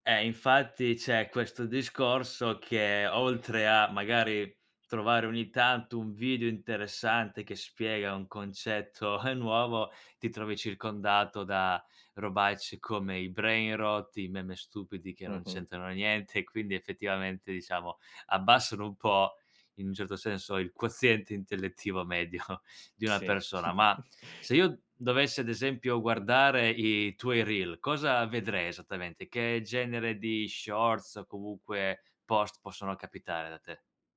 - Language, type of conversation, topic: Italian, podcast, In che modo i social network influenzano il tuo tempo libero?
- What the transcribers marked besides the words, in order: other background noise; chuckle; tapping; laughing while speaking: "medio"; chuckle